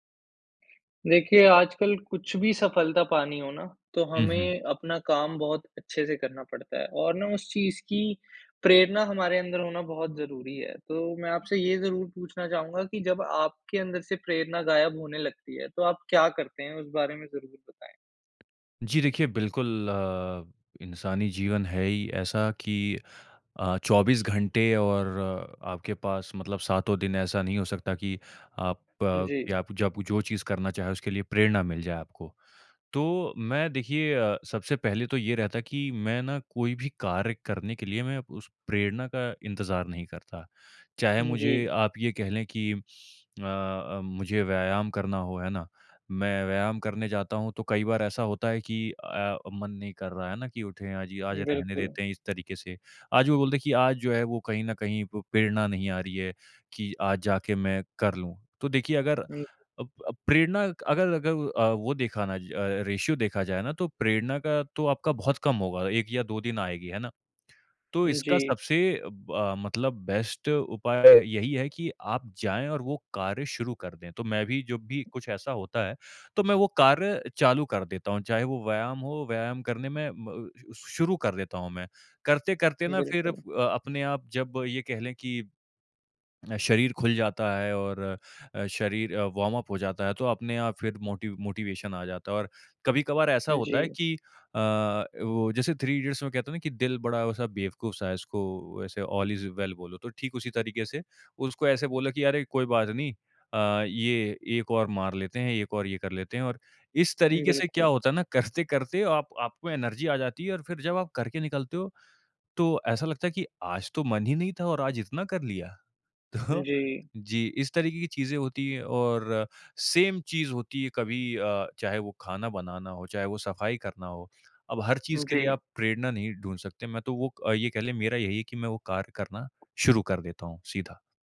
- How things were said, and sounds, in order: horn; in English: "रेश्यो"; in English: "बेस्ट"; in English: "वार्म अप"; in English: "मोटी मोटिवेशन"; in English: "ऑल इज़ वेल"; laughing while speaking: "करते-करते"; in English: "एनर्जी"; laughing while speaking: "तो"; in English: "सेम"
- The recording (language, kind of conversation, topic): Hindi, podcast, जब प्रेरणा गायब हो जाती है, आप क्या करते हैं?